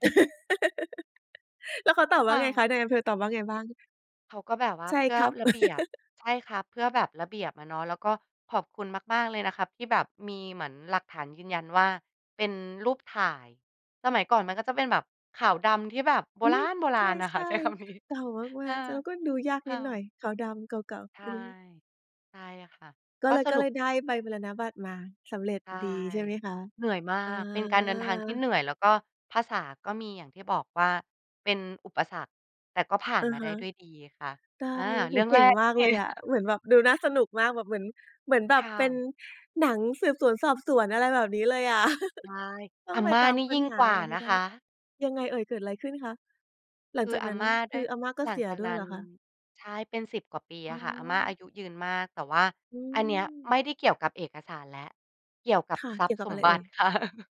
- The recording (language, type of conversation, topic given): Thai, podcast, คุณเคยมีทริปเดินทางที่ได้ตามหารากเหง้าตระกูลหรือบรรพบุรุษบ้างไหม?
- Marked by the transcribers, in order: laugh; laugh; stressed: "โบราณ ๆ"; laughing while speaking: "ใช้คำนี้"; laughing while speaking: "เนี่ย"; chuckle; laugh; laugh